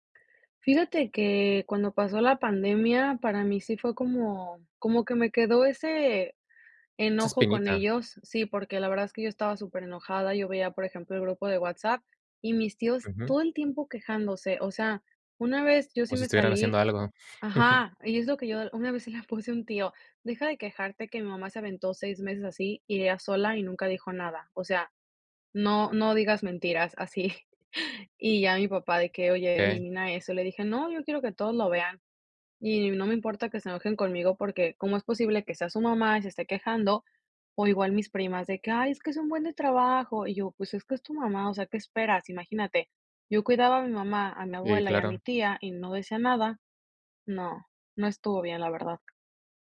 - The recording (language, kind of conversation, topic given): Spanish, podcast, ¿Cómo te transformó cuidar a alguien más?
- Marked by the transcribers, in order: laughing while speaking: "puse"; chuckle; chuckle; tapping